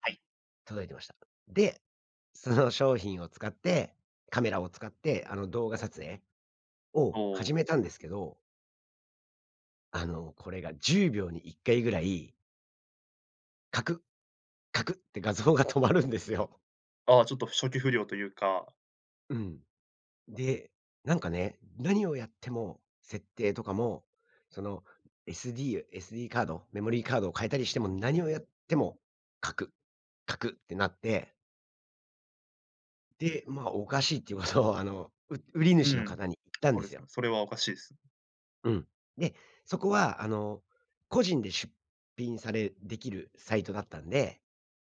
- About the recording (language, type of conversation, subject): Japanese, podcast, オンラインでの買い物で失敗したことはありますか？
- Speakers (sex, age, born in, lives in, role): male, 20-24, Japan, Japan, host; male, 45-49, Japan, United States, guest
- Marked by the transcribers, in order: laughing while speaking: "画像が 止まるんですよ"; other background noise; tapping